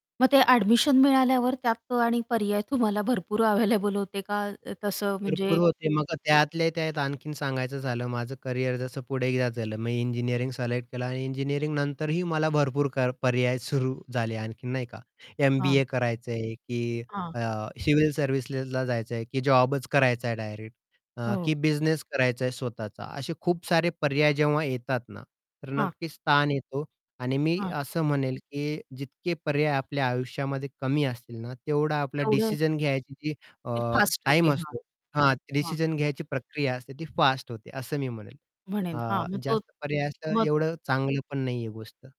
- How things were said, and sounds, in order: distorted speech; other background noise; static; unintelligible speech
- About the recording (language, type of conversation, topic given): Marathi, podcast, पर्याय खूप असताना येणारा ताण तुम्ही कसा हाताळता?